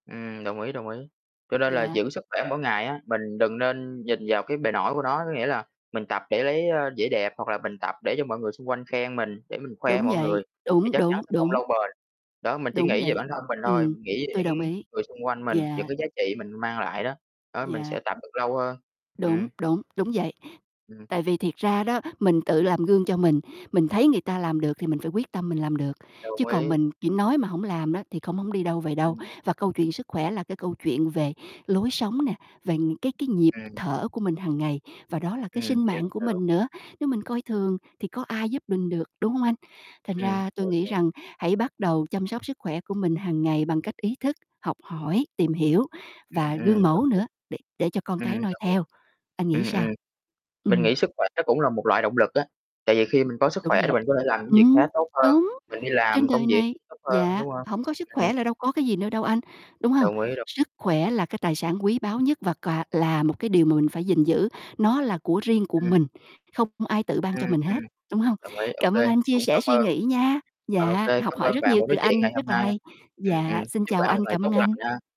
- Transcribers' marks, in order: distorted speech; other background noise; static; tapping
- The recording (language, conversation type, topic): Vietnamese, unstructured, Bạn thường làm gì để giữ sức khỏe mỗi ngày?